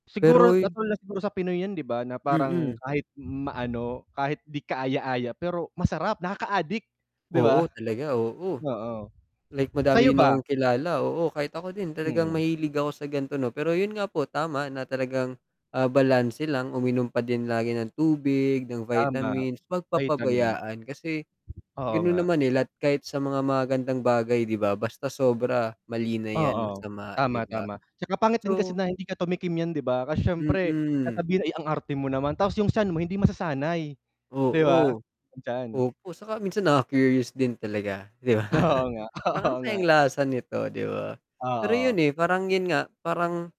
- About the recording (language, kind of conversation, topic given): Filipino, unstructured, Ano ang masasabi mo tungkol sa mga pagkaing hindi mukhang malinis?
- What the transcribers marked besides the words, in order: static; mechanical hum; tapping; laughing while speaking: "'di ba?"; chuckle; laughing while speaking: "Oo nga, oo"